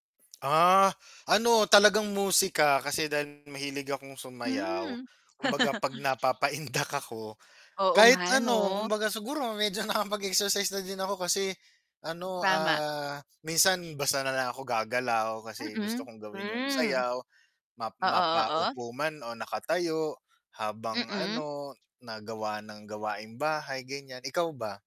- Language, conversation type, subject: Filipino, unstructured, Paano mo mahihikayat ang isang taong laging may dahilan para hindi mag-ehersisyo?
- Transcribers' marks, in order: distorted speech; tapping; laugh; laughing while speaking: "napapaindak"; laughing while speaking: "medyo nakapag-exercise"